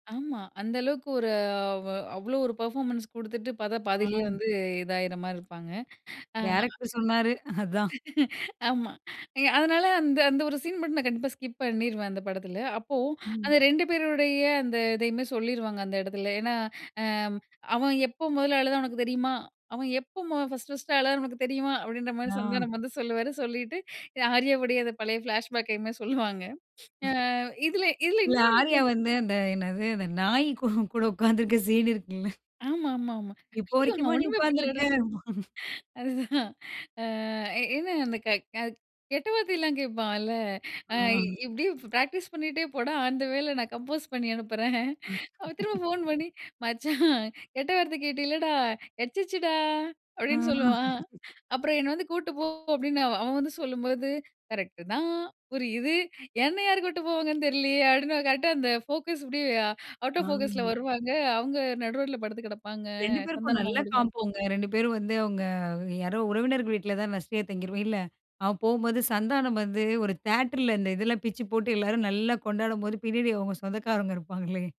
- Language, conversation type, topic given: Tamil, podcast, உங்களுக்கு பிடித்த ஒரு திரைப்படப் பார்வை அனுபவத்தைப் பகிர முடியுமா?
- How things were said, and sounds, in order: other background noise; laugh; in English: "ஸ்கிப்"; other noise; snort; chuckle; in English: "ஆன் த வேல"; in English: "கம்போஸ்"; chuckle; snort; laugh; laugh; in English: "காம்போங்க"